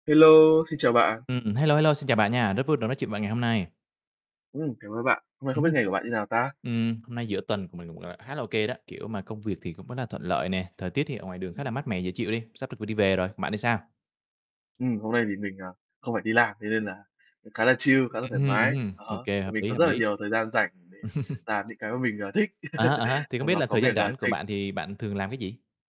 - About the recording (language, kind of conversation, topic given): Vietnamese, unstructured, Bạn có tin rằng trò chơi điện tử có thể gây nghiện và ảnh hưởng tiêu cực đến cuộc sống không?
- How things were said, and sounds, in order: tapping; other background noise; in English: "chill"; distorted speech; chuckle